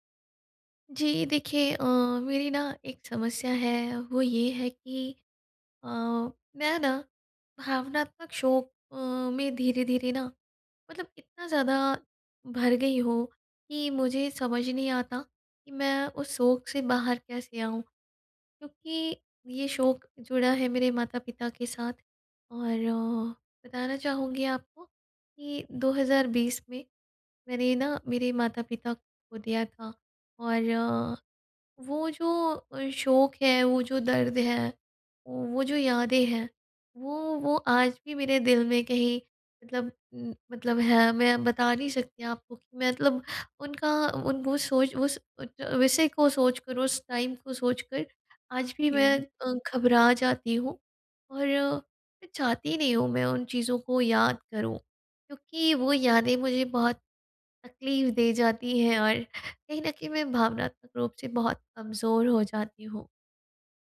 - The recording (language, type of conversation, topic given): Hindi, advice, भावनात्मक शोक को धीरे-धीरे कैसे संसाधित किया जाए?
- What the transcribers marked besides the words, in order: in English: "टाइम"